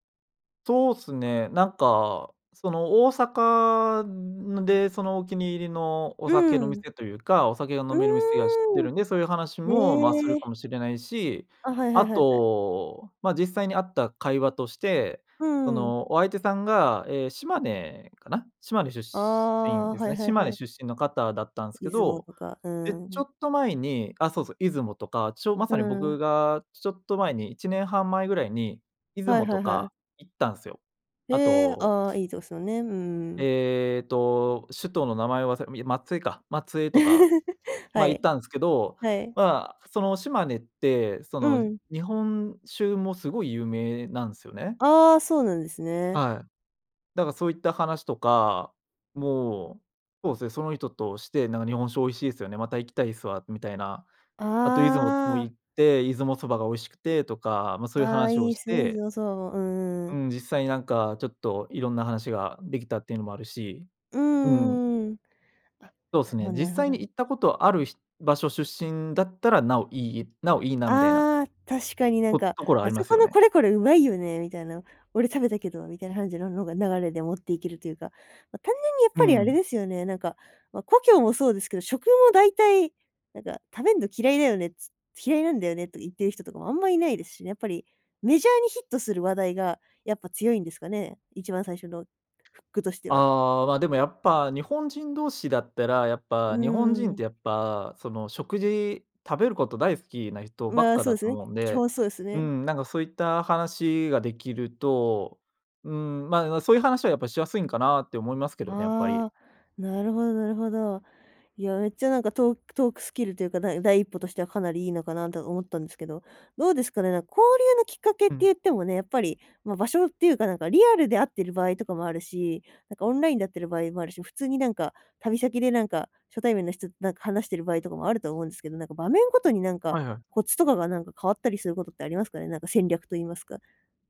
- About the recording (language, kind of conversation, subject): Japanese, podcast, 誰でも気軽に始められる交流のきっかけは何ですか？
- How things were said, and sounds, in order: other noise; other background noise; chuckle